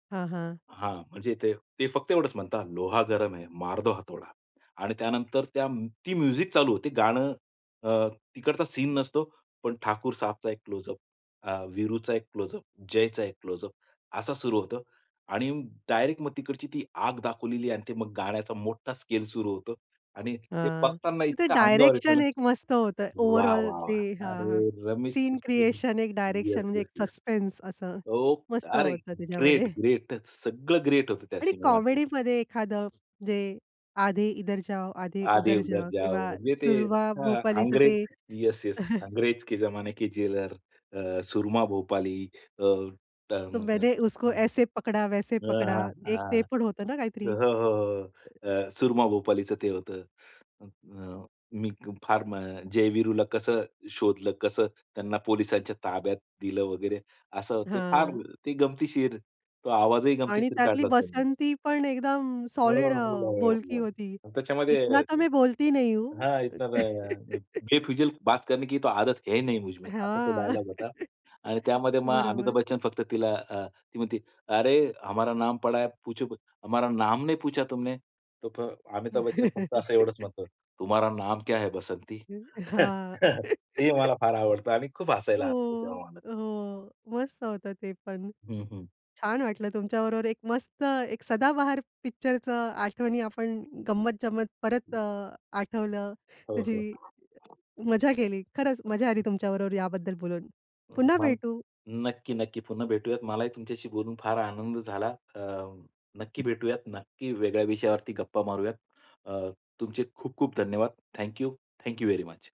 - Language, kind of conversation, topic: Marathi, podcast, तुमच्या आवडत्या चित्रपटाबद्दल सांगाल का?
- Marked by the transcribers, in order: in Hindi: "लोहा गरम है, मार दो हथौड़ा"; other background noise; in English: "म्युझिक"; in English: "ओव्हरऑल"; in English: "सस्पेन्स"; unintelligible speech; laughing while speaking: "त्याच्यामध्ये"; tapping; in English: "कॉमेडीमध्ये"; in Hindi: "आधे इधर जाओ, आधे उधर जाओ"; in Hindi: "आधे उधर जाओ"; chuckle; in Hindi: "अंग्रेज के जमाने के जेलर"; in Hindi: "तो मैंने उसको ऐसे पकडा, वैसे पकडा"; other noise; in Hindi: "इतना तो मैं बोलती नहीं हूँ"; in Hindi: "बेफुजिलकी बात करनी की तो आदत है नहीं मुझमे"; chuckle; chuckle; in Hindi: "अरे हमारा नाम पडा है, पुछो हमारा नाम नहीं पूछा तुमने?"; chuckle; put-on voice: "तुम्हारा नाम क्या है बसंती?"; in Hindi: "तुम्हारा नाम क्या है बसंती?"; chuckle; laugh; laughing while speaking: "हो, हो. मस्त होतं ते पण"; unintelligible speech; in English: "थँक्यू व्हेरी मच"